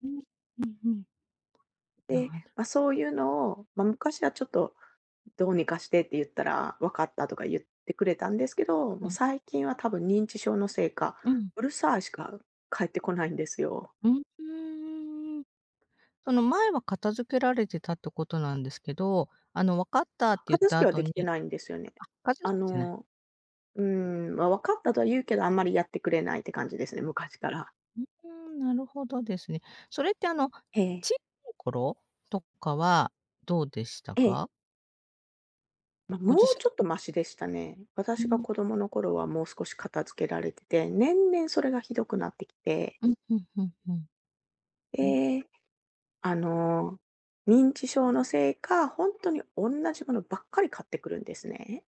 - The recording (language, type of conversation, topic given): Japanese, advice, 家族とのコミュニケーションを改善するにはどうすればよいですか？
- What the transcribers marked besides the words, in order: none